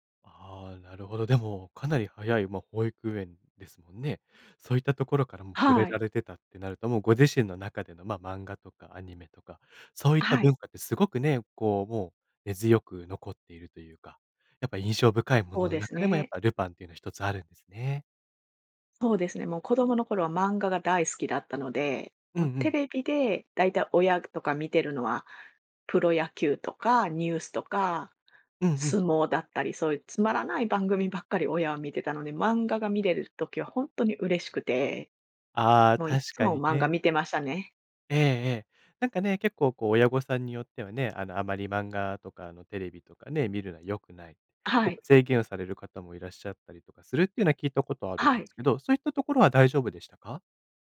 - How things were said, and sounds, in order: other noise; tapping; other background noise
- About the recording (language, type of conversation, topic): Japanese, podcast, 漫画で心に残っている作品はどれですか？